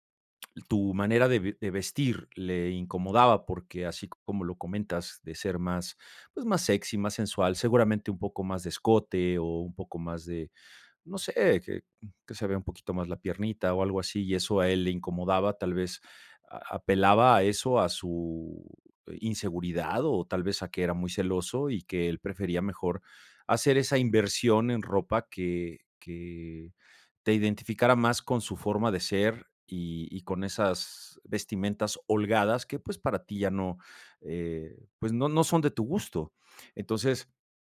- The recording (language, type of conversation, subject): Spanish, advice, ¿Cómo te has sentido al notar que has perdido tu identidad después de una ruptura o al iniciar una nueva relación?
- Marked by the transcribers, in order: other background noise